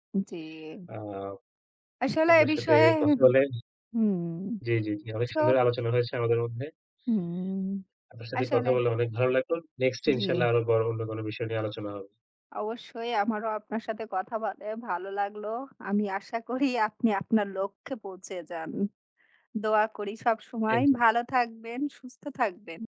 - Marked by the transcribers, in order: tapping; in English: "Next"; in Arabic: "ইনশাআল্লাহ"
- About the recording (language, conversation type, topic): Bengali, unstructured, তুমি বড় হয়ে কী হতে চাও?